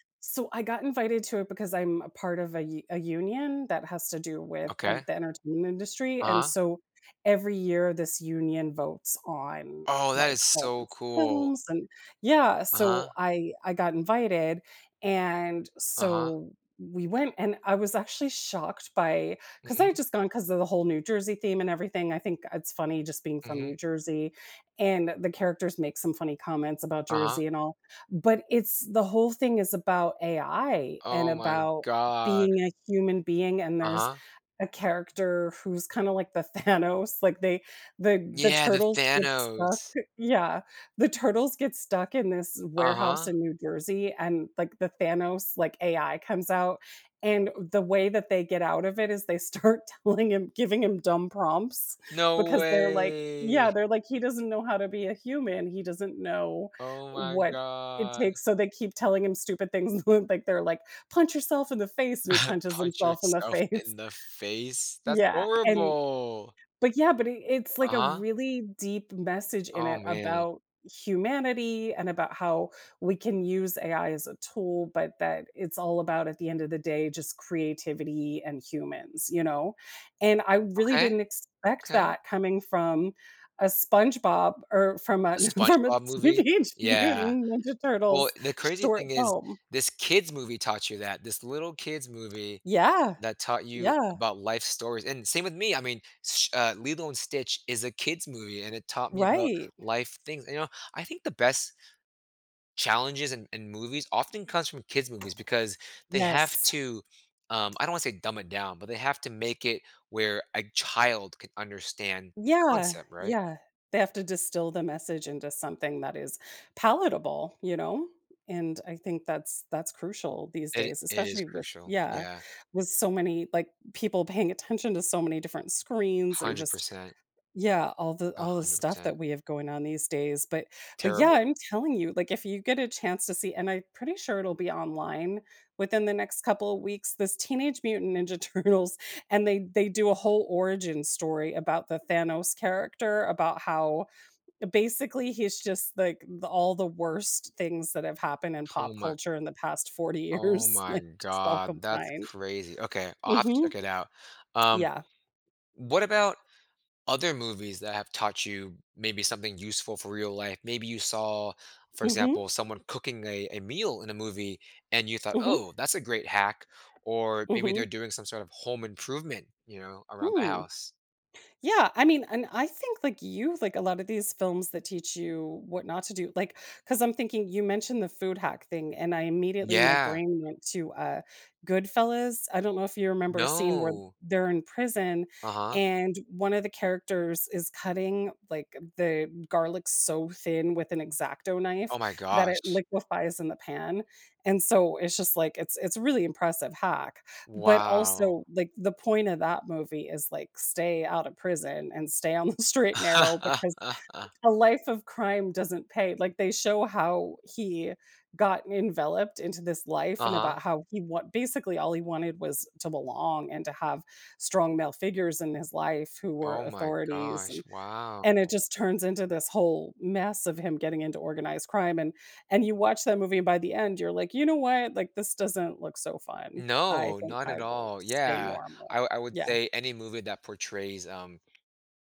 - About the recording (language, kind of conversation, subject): English, unstructured, How can a movie's surprising lesson help me in real life?
- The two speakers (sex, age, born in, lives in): female, 45-49, United States, United States; male, 30-34, United States, United States
- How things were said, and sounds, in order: laughing while speaking: "Thanos"; laughing while speaking: "start telling him giving him dumb prompts"; drawn out: "way"; chuckle; chuckle; laughing while speaking: "face"; chuckle; laughing while speaking: "from a Teenage Mutant Ninja Turtles"; tapping; other background noise; laughing while speaking: "Turtles"; laughing while speaking: "years, like, just all combined"; laughing while speaking: "the straight and narrow"; laugh